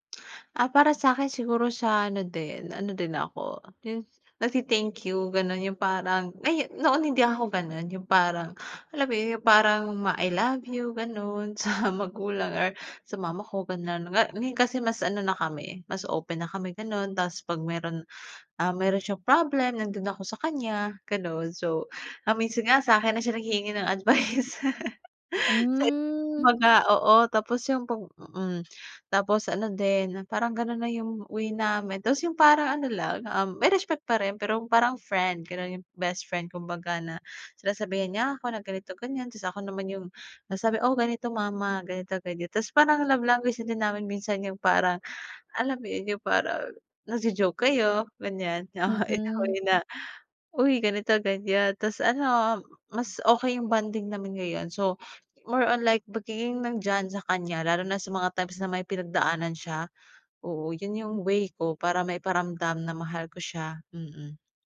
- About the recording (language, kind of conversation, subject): Filipino, podcast, Paano ipinapakita ng mga magulang mo ang pagmamahal nila sa’yo?
- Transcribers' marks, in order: other background noise; laughing while speaking: "advice"; in English: "love language"